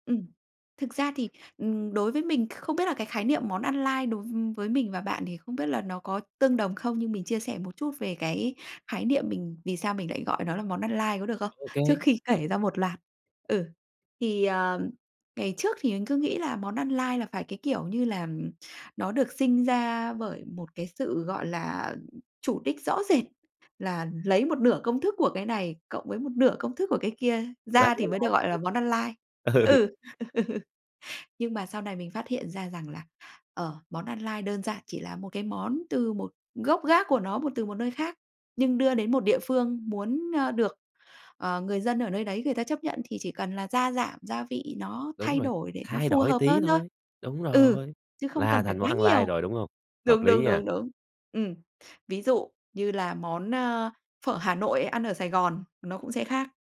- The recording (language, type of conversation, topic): Vietnamese, podcast, Bạn nghĩ gì về các món ăn lai giữa các nền văn hóa?
- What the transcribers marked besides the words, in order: unintelligible speech; unintelligible speech; laughing while speaking: "ừ, ừ"; laugh